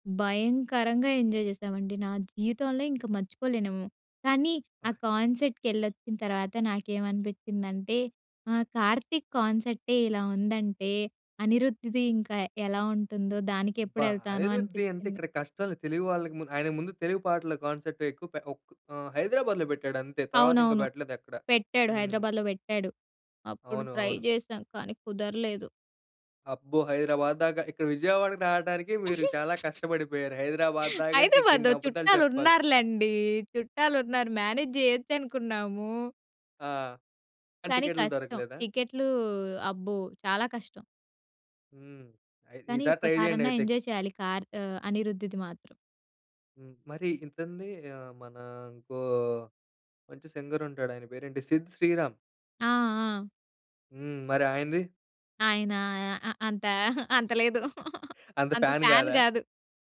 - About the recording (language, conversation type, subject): Telugu, podcast, జనం కలిసి పాడిన అనుభవం మీకు గుర్తుందా?
- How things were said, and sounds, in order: in English: "ఎంజాయ్"; in English: "కాన్సర్ట్‌కి"; in English: "కాన్సర్ట్"; tapping; in English: "ట్రై"; giggle; in English: "మ్యానేజ్"; in English: "ట్రై"; in English: "ఎంజాయ్"; in English: "సింగర్"; laugh; in English: "ఫ్యాన్"; in English: "ఫ్యాన్"